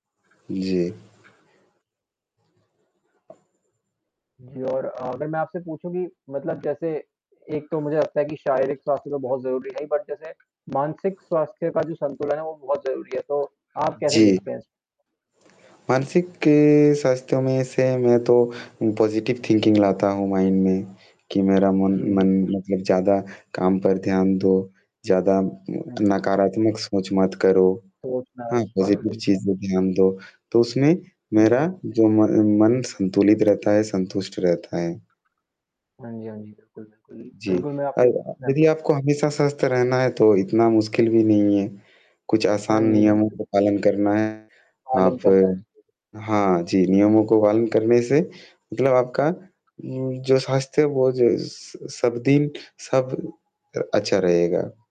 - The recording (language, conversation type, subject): Hindi, unstructured, आप अपनी सेहत का ख्याल कैसे रखते हैं?
- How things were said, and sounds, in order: static; distorted speech; in English: "बट"; tapping; in English: "पाज़िटिव थिंकिंग"; in English: "माइंड"; other background noise; in English: "पाज़िटिव"